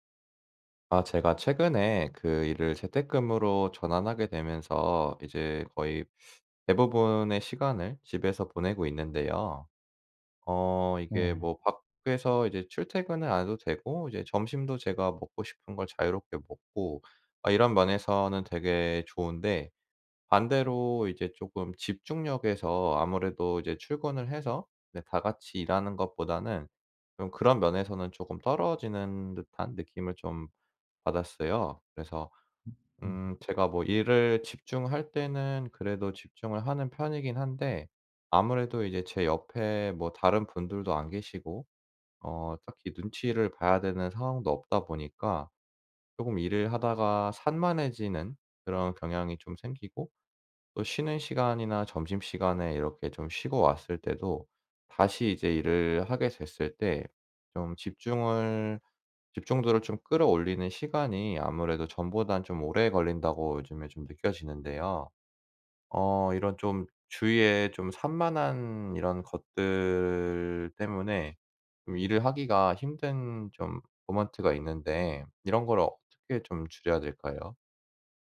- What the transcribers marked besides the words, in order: in English: "모먼트가"
- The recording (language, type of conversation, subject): Korean, advice, 주의 산만을 줄여 생산성을 유지하려면 어떻게 해야 하나요?